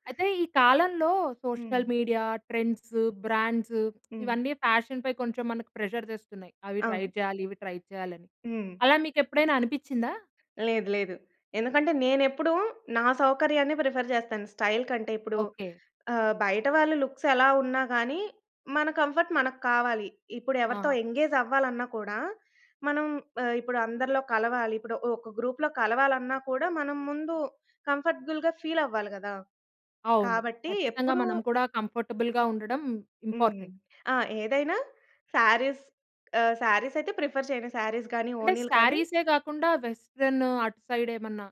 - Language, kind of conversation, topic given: Telugu, podcast, మీ దుస్తులు ఎంపిక చేసే సమయంలో మీకు సౌకర్యం ముఖ్యమా, లేక శైలి ముఖ్యమా?
- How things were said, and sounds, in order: in English: "సోషల్ మీడియా"; in English: "ఫ్యాషన్"; in English: "ప్రెషర్"; in English: "ట్రై"; in English: "ట్రై"; in English: "ప్రిఫర్"; in English: "స్టైల్"; in English: "లుక్స్"; in English: "కంఫర్ట్"; in English: "ఎంగేజ్"; in English: "గ్రూప్‌లో"; in English: "కంఫర్టబుల్‌గా ఫీల్"; in English: "కంఫర్టబుల్‌గా"; in English: "ఇంపార్టెంట్"; in English: "శారీస్"; in English: "శారీస్"; in English: "ప్రిఫర్"; in English: "శారీస్"; in English: "వెస్టర్న్"; in English: "సైడ్"